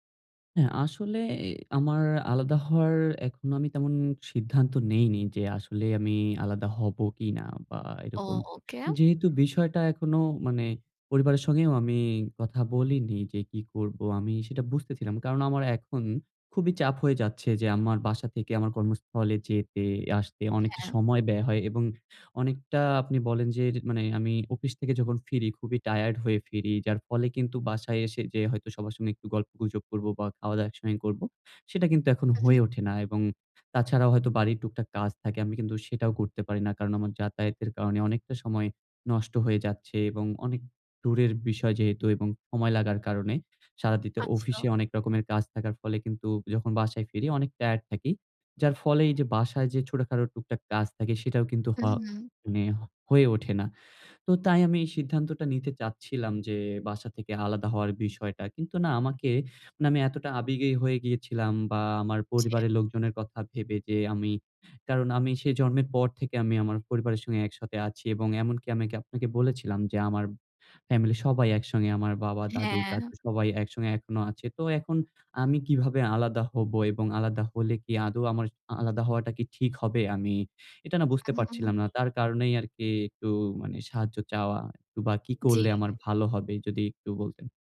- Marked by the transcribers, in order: tapping; other background noise; horn
- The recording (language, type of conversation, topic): Bengali, advice, একই বাড়িতে থাকতে থাকতেই আলাদা হওয়ার সময় আপনি কী ধরনের আবেগীয় চাপ অনুভব করছেন?